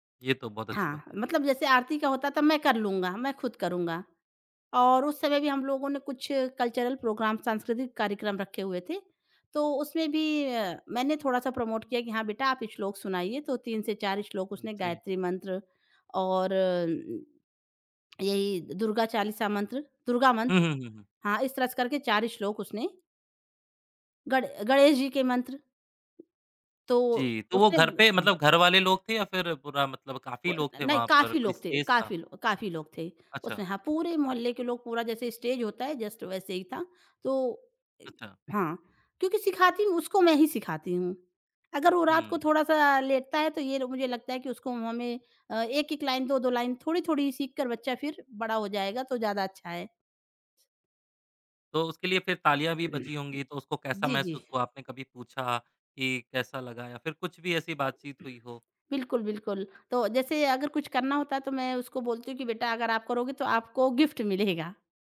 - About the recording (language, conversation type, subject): Hindi, podcast, आप अपने बच्चों को अपनी विरासत कैसे सिखाते हैं?
- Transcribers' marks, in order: in English: "कल्चरल प्रोग्राम"; in English: "प्रमोट"; in English: "स्पेस"; in English: "स्टेज"; in English: "जस्ट"; in English: "लाइन"; other noise; other background noise; in English: "गिफ्ट"